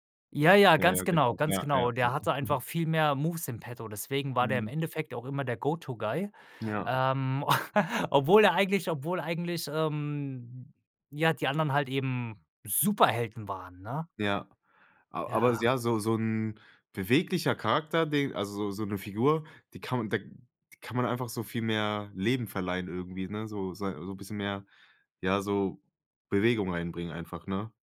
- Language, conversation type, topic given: German, podcast, Wie ist deine selbstgebaute Welt aus LEGO oder anderen Materialien entstanden?
- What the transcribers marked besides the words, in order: other noise; in English: "Go-to-Guy"; chuckle